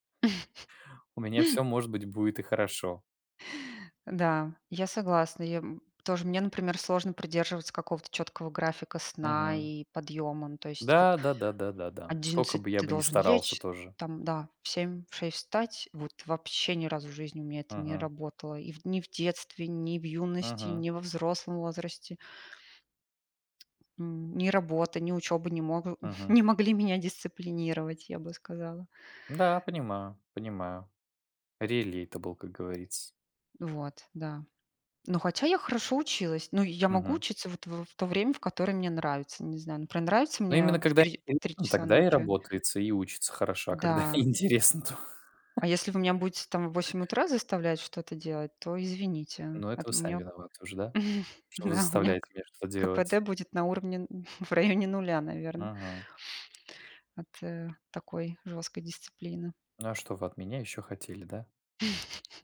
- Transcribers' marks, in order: laugh; tapping; chuckle; in English: "Relatable"; unintelligible speech; other background noise; laughing while speaking: "неинтересно, то"; chuckle; laughing while speaking: "Да, у меня"; laughing while speaking: "в районе"; chuckle
- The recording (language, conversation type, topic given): Russian, unstructured, Какие технологии помогают вам в организации времени?